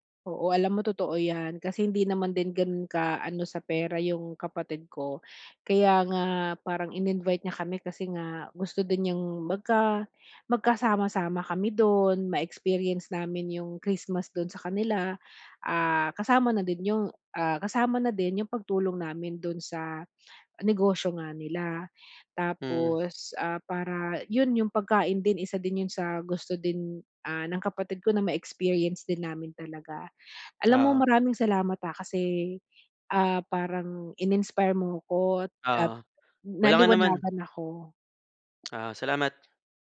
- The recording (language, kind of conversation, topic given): Filipino, advice, Paano ako makakapagbakasyon at mag-eenjoy kahit maliit lang ang budget ko?
- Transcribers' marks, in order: other background noise